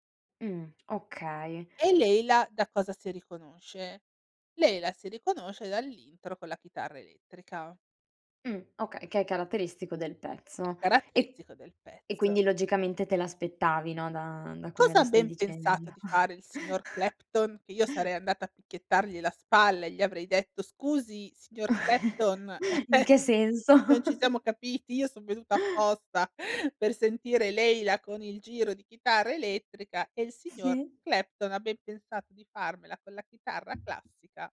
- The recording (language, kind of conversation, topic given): Italian, podcast, In che modo cambia una canzone ascoltata dal vivo rispetto alla versione registrata?
- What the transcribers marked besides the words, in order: other background noise; chuckle; chuckle; tapping